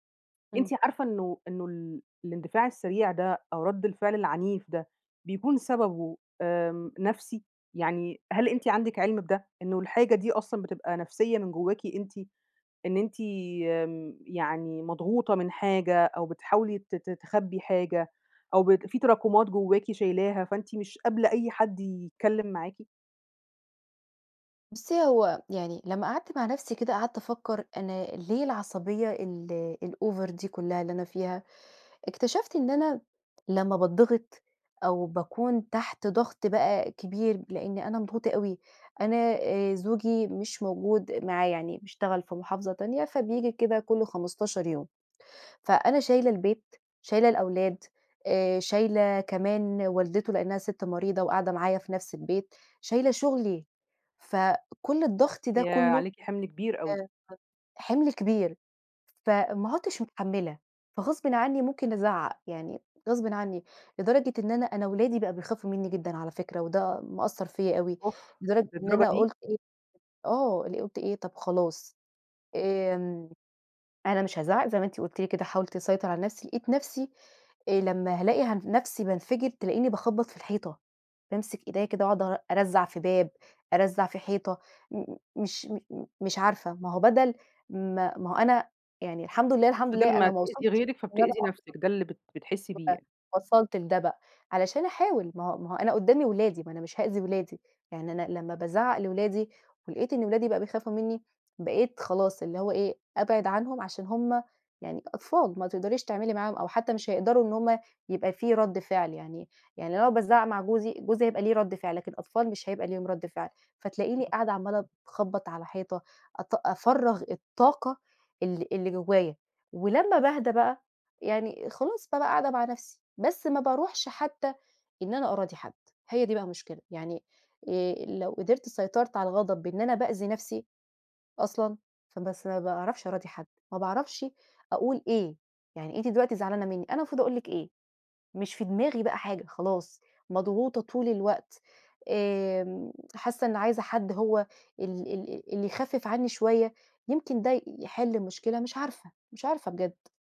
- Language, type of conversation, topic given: Arabic, advice, ازاي نوبات الغضب اللي بتطلع مني من غير تفكير بتبوّظ علاقتي بالناس؟
- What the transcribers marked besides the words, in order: tapping; in English: "الover"; other background noise